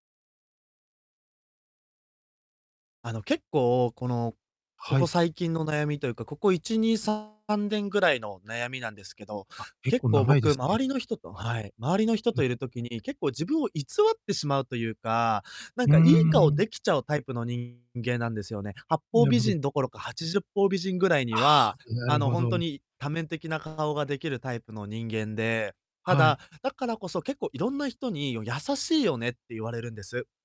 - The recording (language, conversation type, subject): Japanese, advice, 本当の自分を表現する勇気が持てないとき、どうやって一歩目を踏み出せばいいですか？
- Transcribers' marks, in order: distorted speech